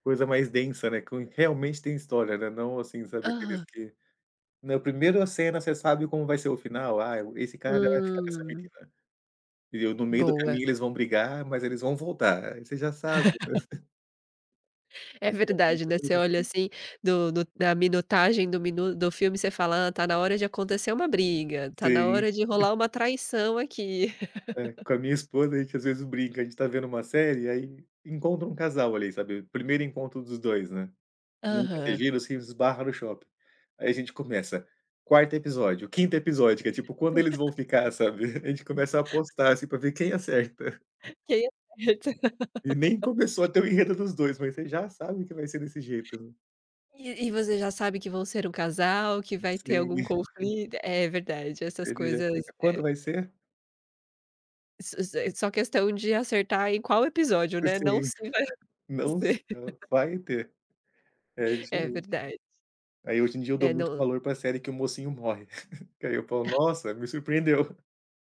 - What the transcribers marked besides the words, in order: laugh; laugh; laugh; laugh; laughing while speaking: "acerta"; laugh; other background noise; laugh; laughing while speaking: "Sim"; laugh; laugh
- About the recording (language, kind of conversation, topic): Portuguese, podcast, Por que revisitar filmes antigos traz tanto conforto?